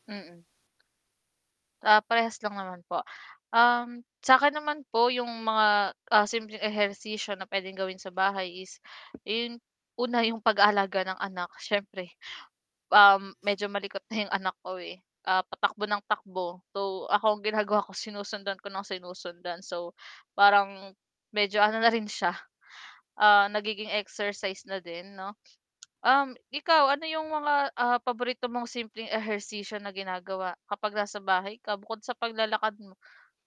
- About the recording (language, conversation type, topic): Filipino, unstructured, Ano ang ilang halimbawa ng simpleng ehersisyo na puwedeng gawin sa bahay?
- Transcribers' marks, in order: static; tapping